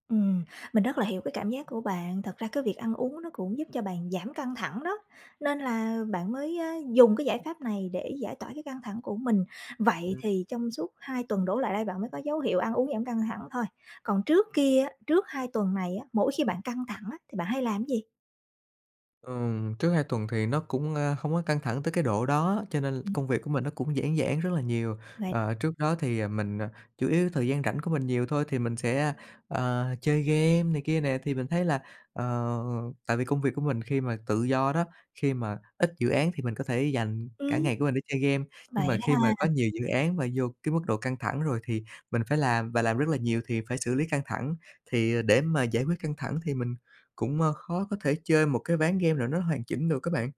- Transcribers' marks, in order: tapping; other background noise
- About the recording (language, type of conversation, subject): Vietnamese, advice, Bạn thường ăn theo cảm xúc như thế nào khi buồn hoặc căng thẳng?